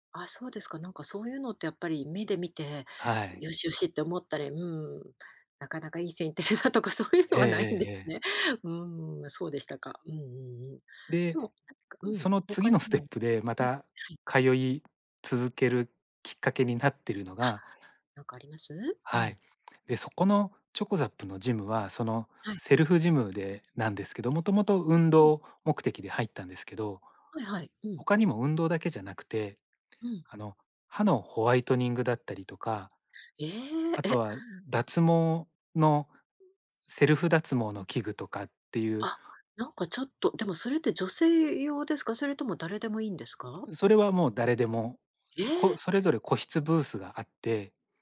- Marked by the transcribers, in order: laughing while speaking: "良い線行ってるなとか、そういうのはないんですね"; tapping
- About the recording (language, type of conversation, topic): Japanese, podcast, 運動習慣を続けるコツは何だと思いますか？